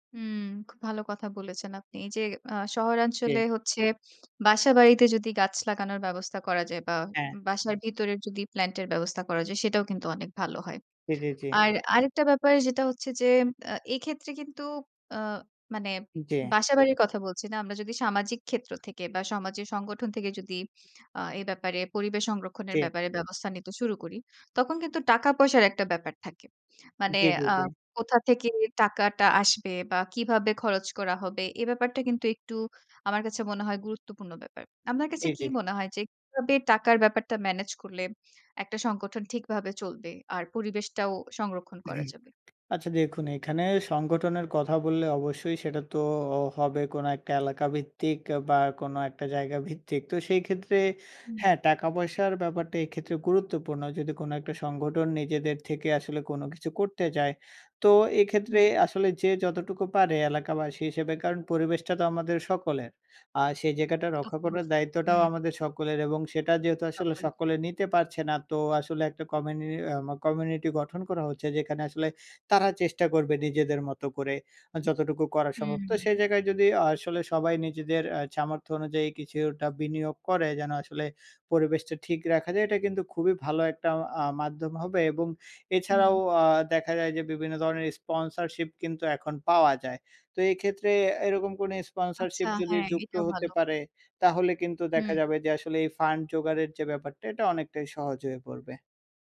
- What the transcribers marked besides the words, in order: in English: "প্ল্যান্ট"; in English: "মেনেজ"; unintelligible speech
- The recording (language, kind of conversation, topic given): Bengali, podcast, প্রকৃতি সংরক্ষণে একজন সাধারণ মানুষ কীভাবে আজ থেকেই শুরু করতে পারে?